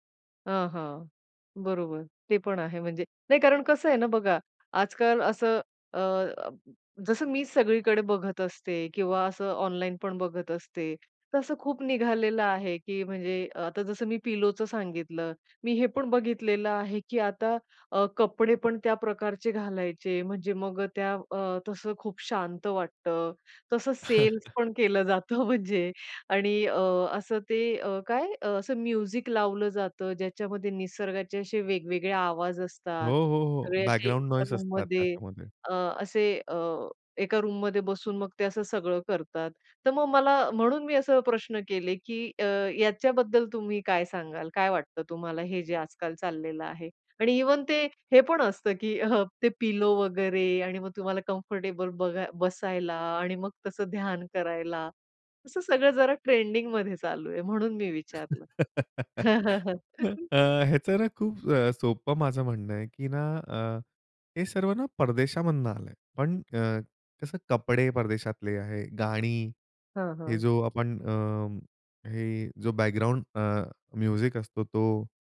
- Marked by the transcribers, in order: in English: "पिलोचं"; laughing while speaking: "तसं सेल्स पण केलं जातं म्हणजे"; chuckle; in English: "म्युझिक"; in English: "बॅकग्राउंड नॉईज"; chuckle; in English: "पिलो"; in English: "कम्फर्टेबल"; laugh; laugh; in English: "बॅकग्राऊंड"; in English: "म्युझिक"
- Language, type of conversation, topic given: Marathi, podcast, ध्यान करताना लक्ष विचलित झाल्यास काय कराल?